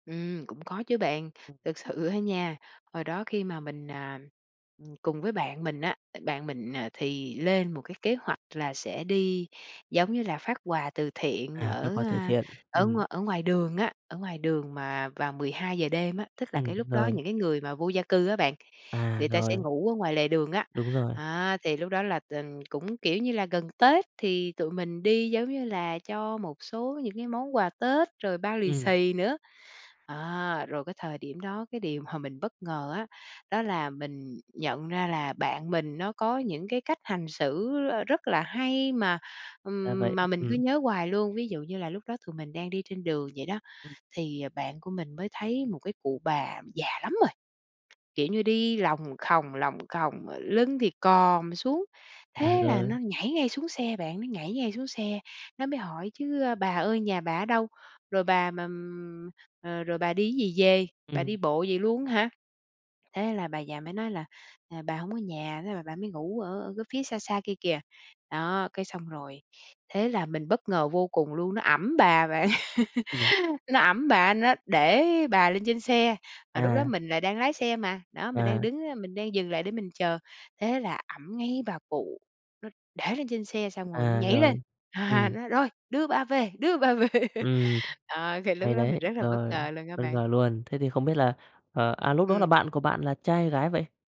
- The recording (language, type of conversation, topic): Vietnamese, podcast, Bạn có thể kể về lần bạn làm một điều tử tế và nhận lại một điều bất ngờ không?
- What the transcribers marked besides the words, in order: tapping; other noise; laugh; laughing while speaking: "ha"; laughing while speaking: "về"